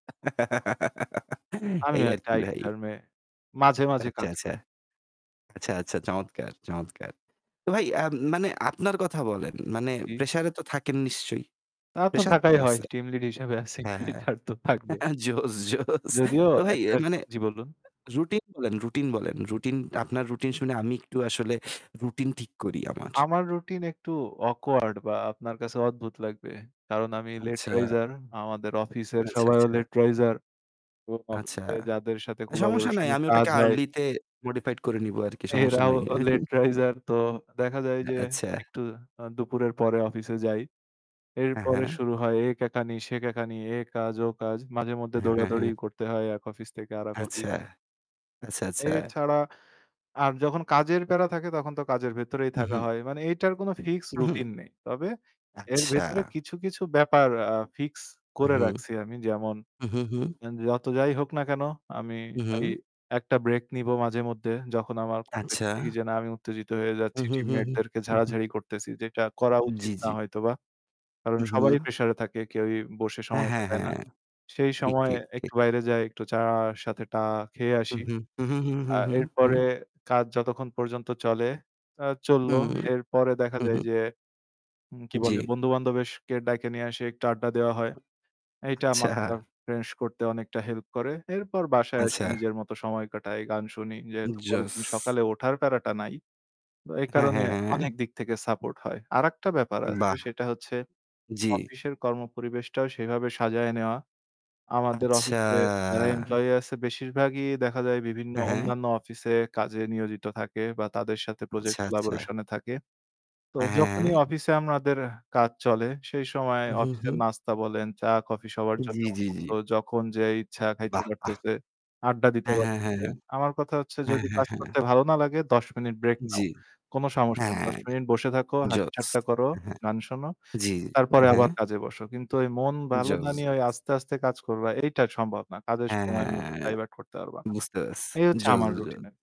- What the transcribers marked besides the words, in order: giggle; static; unintelligible speech; laughing while speaking: "জোস, জোস"; in English: "late riser"; in English: "late riser"; distorted speech; in English: "late riser"; chuckle; "বন্ধু-বান্ধবদেরকে" said as "বন্ধু-বান্ধবেস্কে"; other background noise; laughing while speaking: "আচ্ছা"; drawn out: "আচ্ছা"; in English: "project collaboration"; in English: "ডাইভার্ট"
- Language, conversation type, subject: Bengali, unstructured, কাজের চাপ সামলাতে আপনার কী কী উপায় আছে?